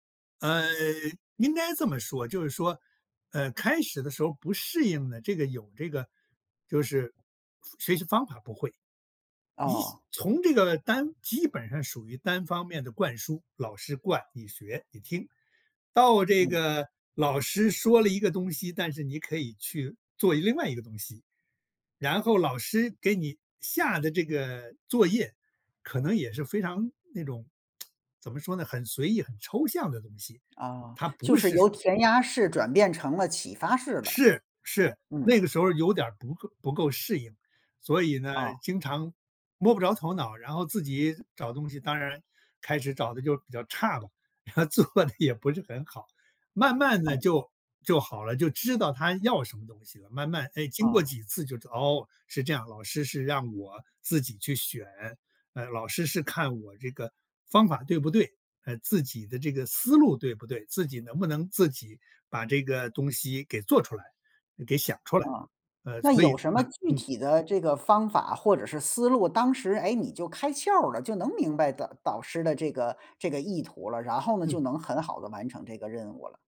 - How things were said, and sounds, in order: tsk; other background noise; laughing while speaking: "做的也不是很好"
- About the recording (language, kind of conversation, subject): Chinese, podcast, 怎么把导师的建议变成实际行动？